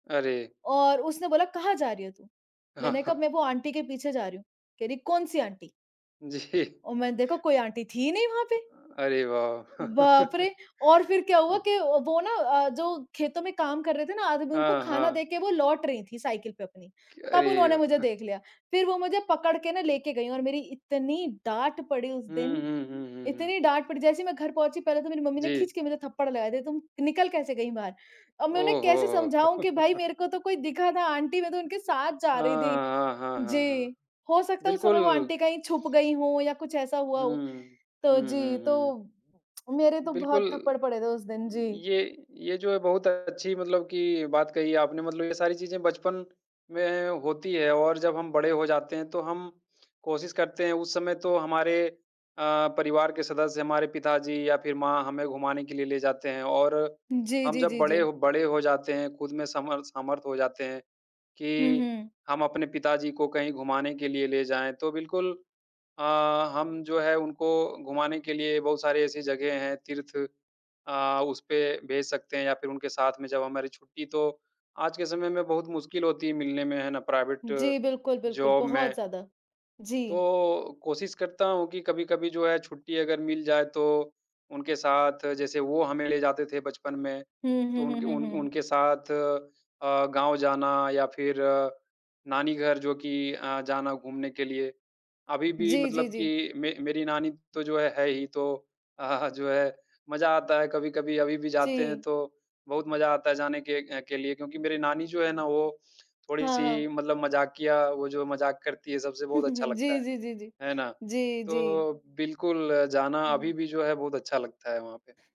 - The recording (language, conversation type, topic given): Hindi, unstructured, क्या आपके परिवार के साथ बिताई गई छुट्टियों की कोई खास याद है?
- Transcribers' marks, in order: laughing while speaking: "हाँ, हाँ"; laughing while speaking: "जी"; laugh; laughing while speaking: "वाह!"; laugh; tongue click; in English: "प्राइवेट जॉब"; chuckle; chuckle